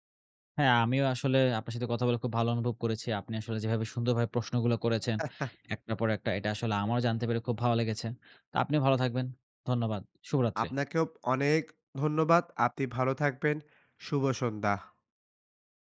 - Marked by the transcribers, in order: chuckle
- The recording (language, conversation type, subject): Bengali, podcast, নিরাপত্তা বজায় রেখে অনলাইন উপস্থিতি বাড়াবেন কীভাবে?